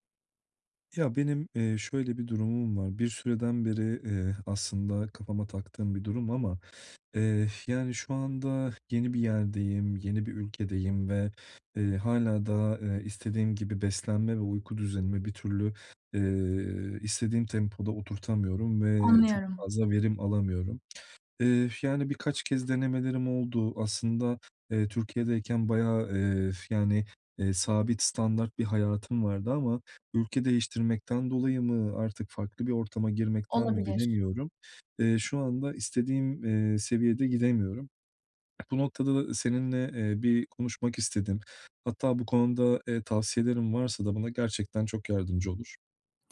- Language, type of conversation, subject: Turkish, advice, Yeni bir yerde beslenme ve uyku düzenimi nasıl iyileştirebilirim?
- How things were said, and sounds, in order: other background noise